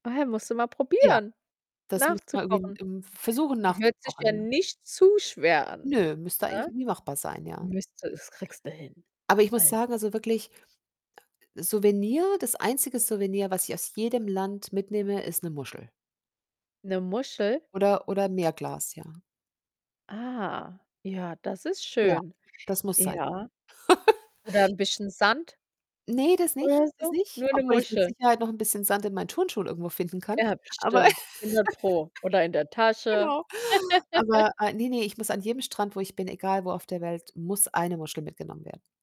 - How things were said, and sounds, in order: distorted speech; laugh; laugh; laugh
- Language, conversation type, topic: German, podcast, Was nimmst du von einer Reise mit nach Hause, wenn du keine Souvenirs kaufst?